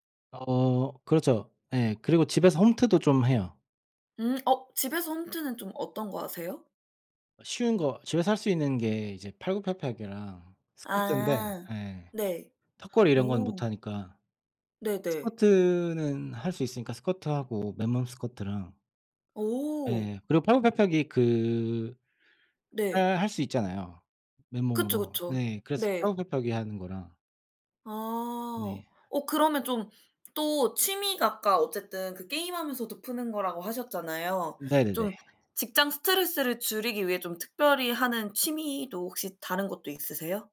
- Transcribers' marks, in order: other background noise
- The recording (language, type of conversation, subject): Korean, unstructured, 직장에서 스트레스를 어떻게 관리하시나요?